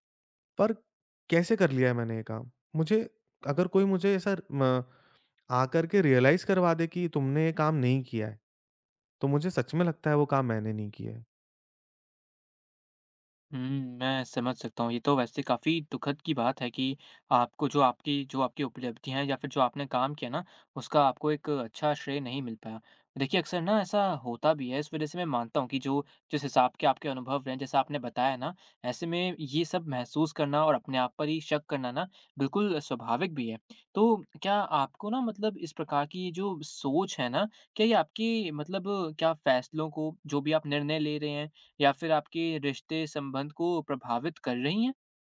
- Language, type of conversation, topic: Hindi, advice, आप अपनी उपलब्धियों को कम आँककर खुद पर शक क्यों करते हैं?
- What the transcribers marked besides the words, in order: in English: "रियलाइज़"